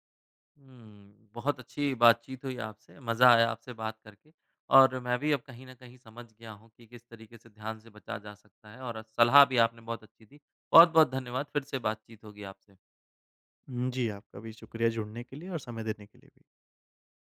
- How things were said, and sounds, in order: none
- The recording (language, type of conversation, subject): Hindi, podcast, फोन और नोटिफिकेशन से ध्यान भटकने से आप कैसे बचते हैं?